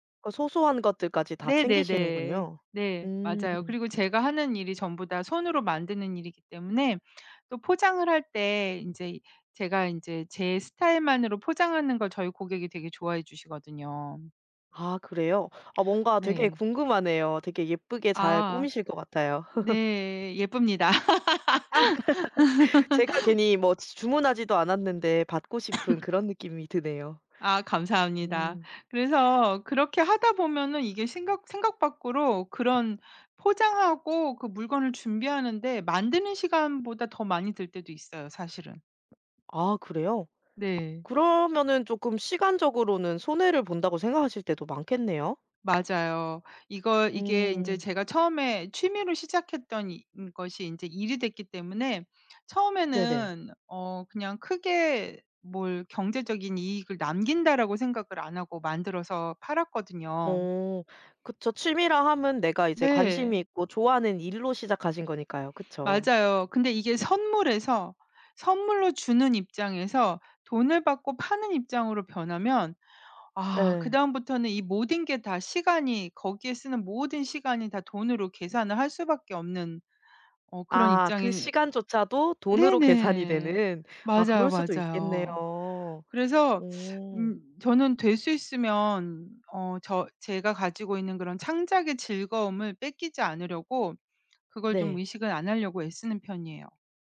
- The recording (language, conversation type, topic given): Korean, podcast, 창작 루틴은 보통 어떻게 짜시는 편인가요?
- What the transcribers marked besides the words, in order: other background noise; laugh; laugh; cough; tapping